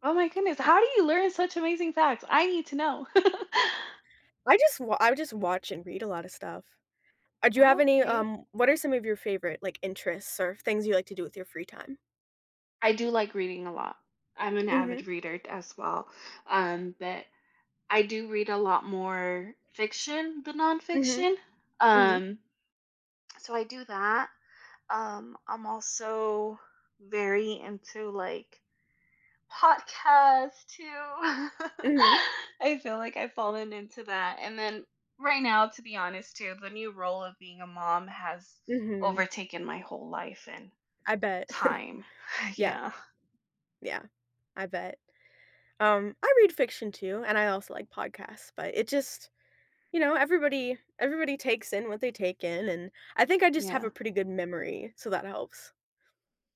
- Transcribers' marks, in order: giggle; laugh; tapping; chuckle
- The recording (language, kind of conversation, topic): English, unstructured, Do you prefer working from home or working in an office?
- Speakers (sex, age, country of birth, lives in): female, 30-34, Mexico, United States; female, 30-34, United States, United States